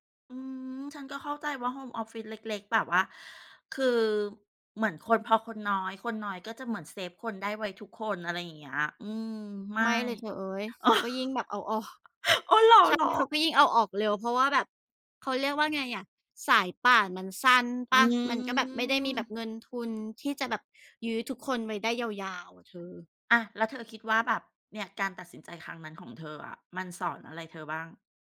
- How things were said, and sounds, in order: other background noise; laugh; tapping; drawn out: "อืม"
- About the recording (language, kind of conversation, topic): Thai, unstructured, ความล้มเหลวครั้งใหญ่สอนอะไรคุณบ้าง?